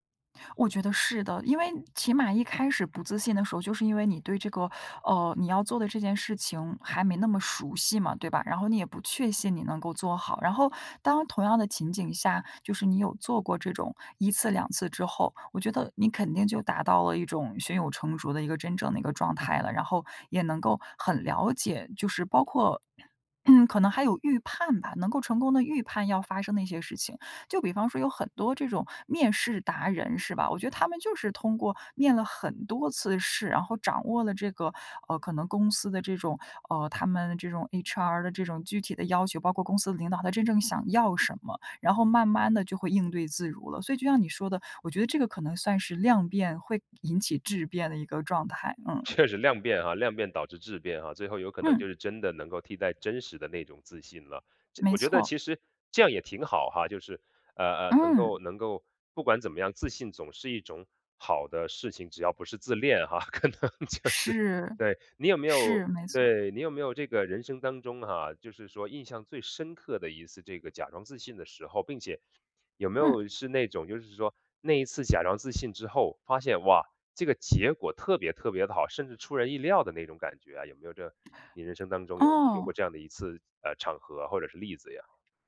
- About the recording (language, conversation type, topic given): Chinese, podcast, 你有没有用过“假装自信”的方法？效果如何？
- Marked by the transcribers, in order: throat clearing; other background noise; laughing while speaking: "可能就是"